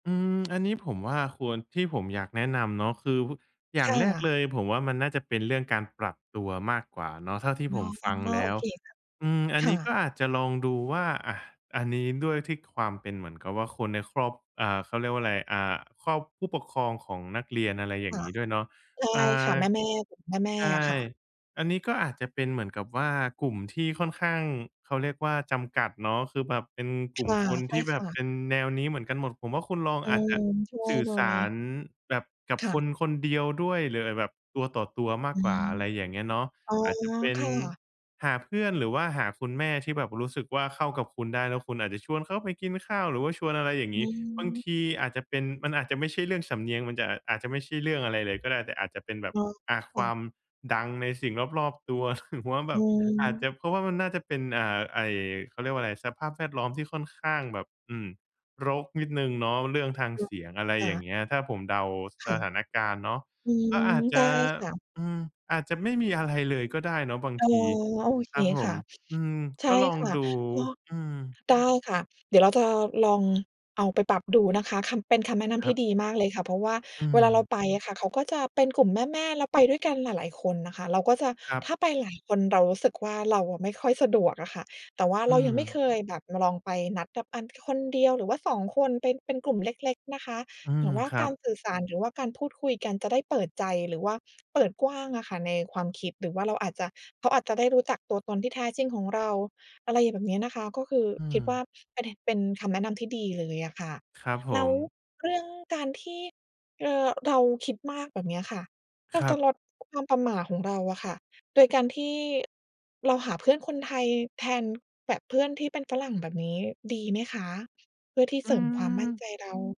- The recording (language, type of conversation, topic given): Thai, advice, ทำอย่างไรดีเมื่อรู้สึกว่าสื่อสารความคิดให้ชัดเจนเวลาพูดต่อหน้ากลุ่มได้ยาก?
- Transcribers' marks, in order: tapping; other background noise; chuckle